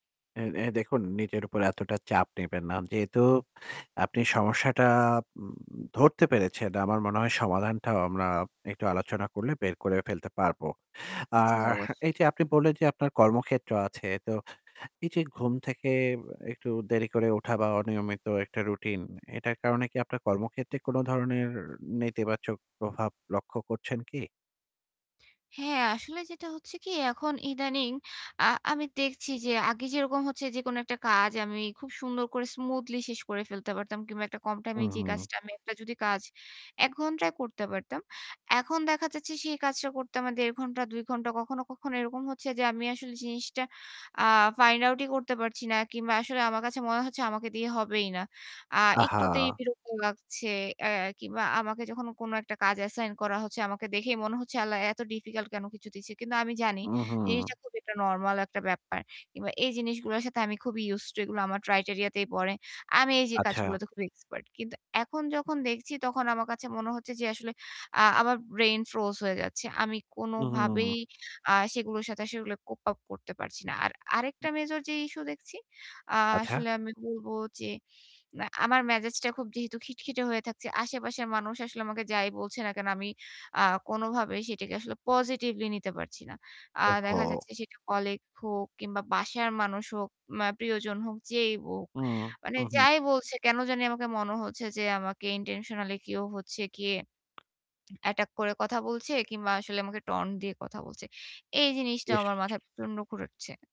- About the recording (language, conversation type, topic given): Bengali, advice, আমি কেন ঘুমের নিয়মিত রুটিন গড়ে তুলতে পারছি না?
- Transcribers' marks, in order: static; tapping; in English: "ফাইন্ড আউট"; in English: "ডিফিকাল্ট"; in English: "ক্রাইটেরিয়া"; in English: "ফ্রোজ"; in English: "কোপ আপ"; in English: "পজিটিভলি"; in English: "ইনটেনশনালই"; in English: "অ্যাটাক"; in English: "taunt"